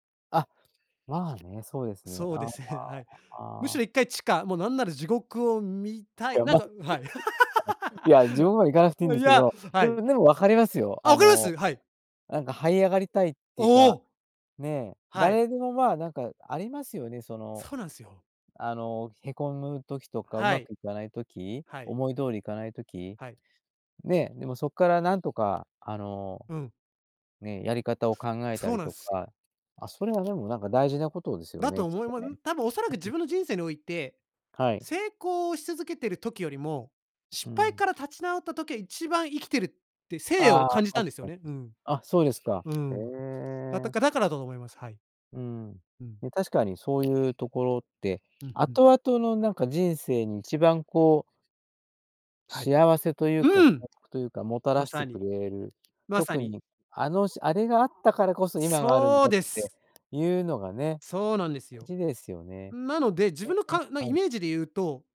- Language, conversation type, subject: Japanese, podcast, 自分の人生を映画にするとしたら、主題歌は何ですか？
- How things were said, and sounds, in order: other background noise; tapping; unintelligible speech; laugh; unintelligible speech; surprised: "おお"; anticipating: "うん"